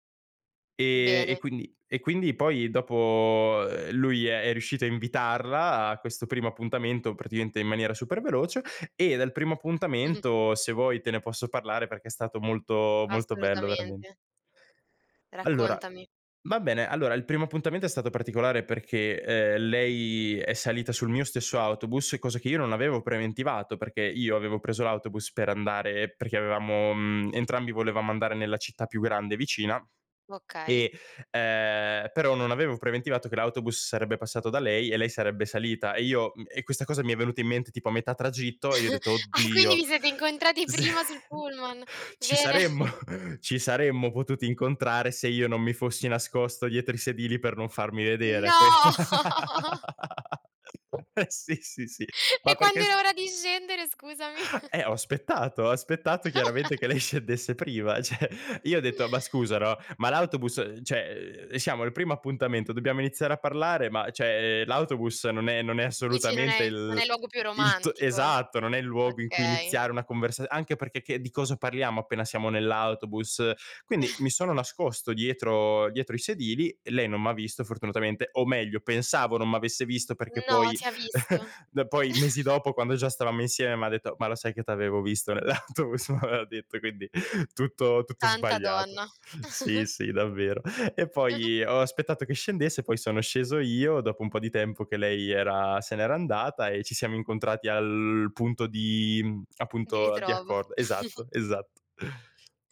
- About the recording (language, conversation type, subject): Italian, podcast, Qual è stato il tuo primo amore o una storia d’amore che ricordi come davvero memorabile?
- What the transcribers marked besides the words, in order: chuckle; chuckle; laughing while speaking: "Ah, quindi"; laughing while speaking: "Bene"; chuckle; laughing while speaking: "Sì"; laughing while speaking: "saremmo"; surprised: "No!"; chuckle; laugh; other background noise; chuckle; laughing while speaking: "E quando era ora di scendere scusami?"; chuckle; laughing while speaking: "scendesse"; "cioè" said as "ceh"; "cioè" said as "ceh"; "cioè" said as "ceh"; chuckle; chuckle; laughing while speaking: "autobus?"; chuckle; chuckle